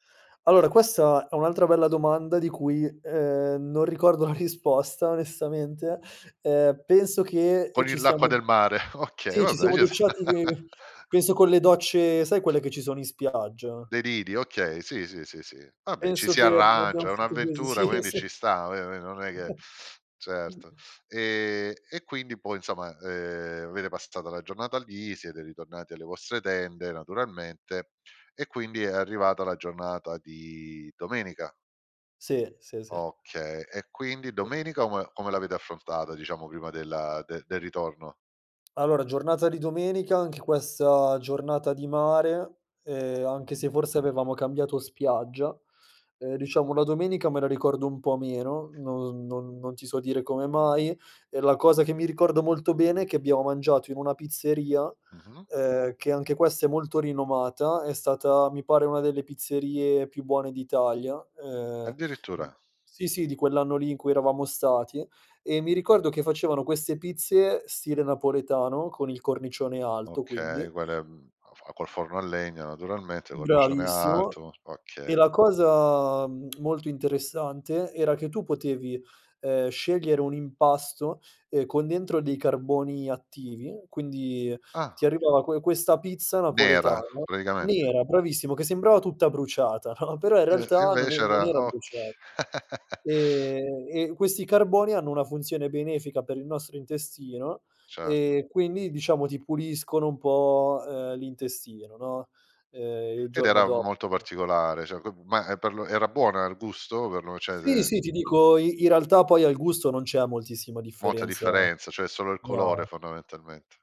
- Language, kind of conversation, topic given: Italian, podcast, Qual è un'avventura improvvisata che ricordi ancora?
- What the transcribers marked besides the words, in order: laughing while speaking: "la risposta onestamente"; chuckle; laughing while speaking: "gius"; laugh; other background noise; laughing while speaking: "Sì, sì"; chuckle; unintelligible speech; "insomma" said as "insoma"; other noise; laughing while speaking: "no?"; laugh; unintelligible speech; "cioè" said as "ceh"; "cioè" said as "ceh"; "cioè" said as "ceh"